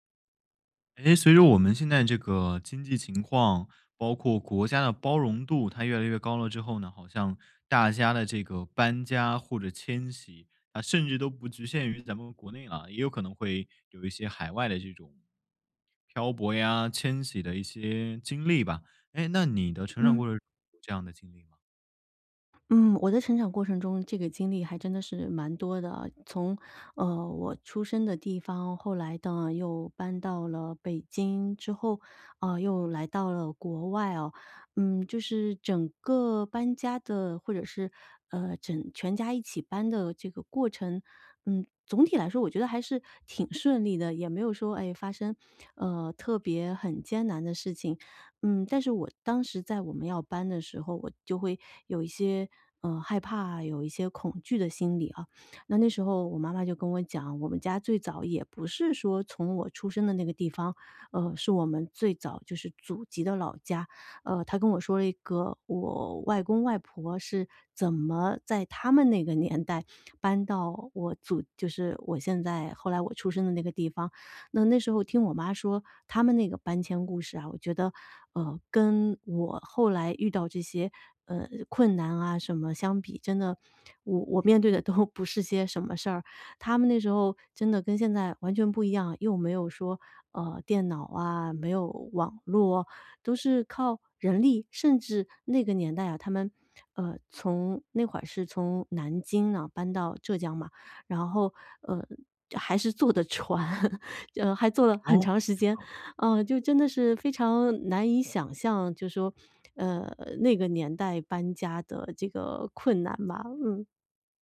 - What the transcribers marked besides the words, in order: laughing while speaking: "都"; laugh
- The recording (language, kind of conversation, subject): Chinese, podcast, 你们家有过迁徙或漂泊的故事吗？